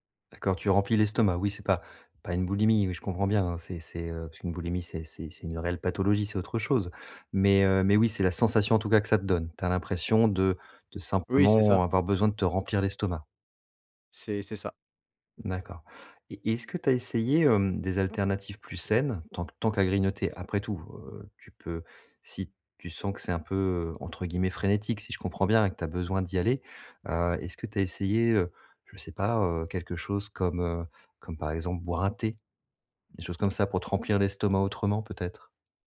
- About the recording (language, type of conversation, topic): French, advice, Comment arrêter de manger tard le soir malgré ma volonté d’arrêter ?
- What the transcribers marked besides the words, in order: tapping; other background noise; stressed: "thé"